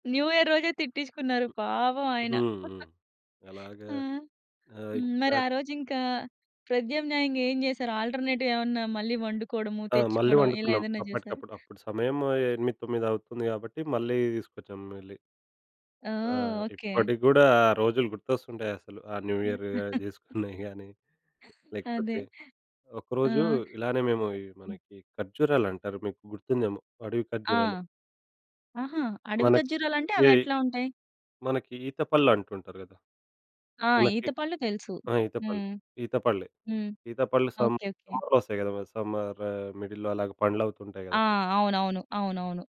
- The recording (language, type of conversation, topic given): Telugu, podcast, మీ బాల్యంలో జరిగిన ఏ చిన్న అనుభవం ఇప్పుడు మీకు ఎందుకు ప్రత్యేకంగా అనిపిస్తుందో చెప్పగలరా?
- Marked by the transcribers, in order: in English: "న్యూ ఇయర్"; tapping; giggle; unintelligible speech; in English: "ఆల్టర్‌నే‌టివ్"; other background noise; chuckle; in English: "న్యూ ఇయర్"; in English: "సం సమ్మర్‌లో"; in English: "సమ్మర్ మిడిల్‌లో"